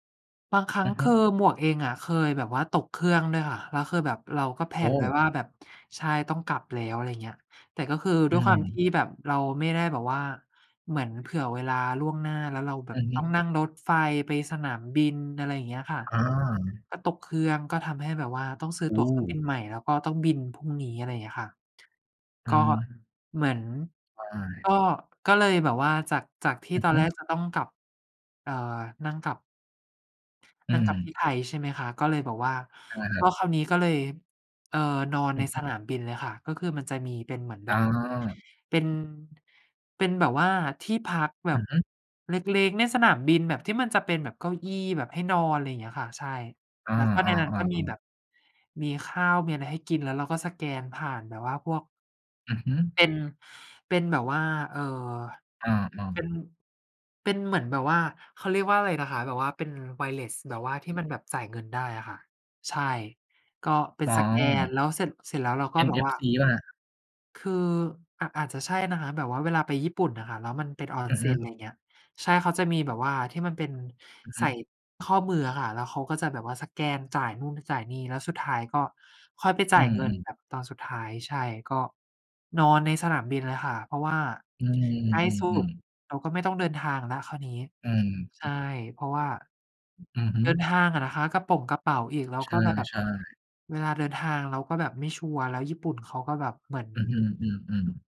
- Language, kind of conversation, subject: Thai, unstructured, ประโยชน์ของการวางแผนล่วงหน้าในแต่ละวัน
- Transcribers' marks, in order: in English: "แพลน"; other background noise; in English: "wireless"